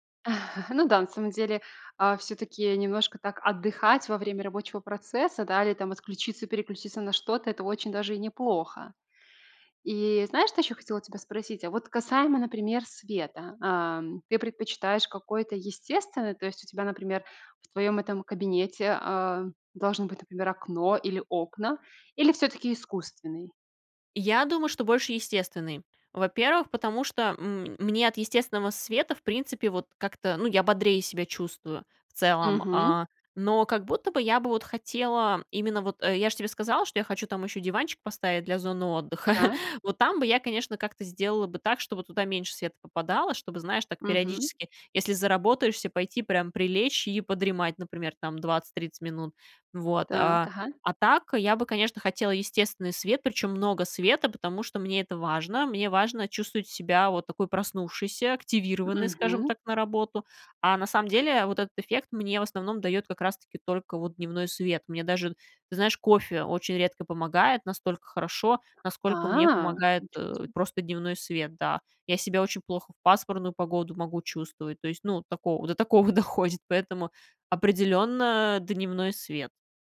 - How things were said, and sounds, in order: chuckle; laughing while speaking: "отдыха"; tapping; laughing while speaking: "такого доходит"
- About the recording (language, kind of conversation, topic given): Russian, podcast, Как вы обустраиваете домашнее рабочее место?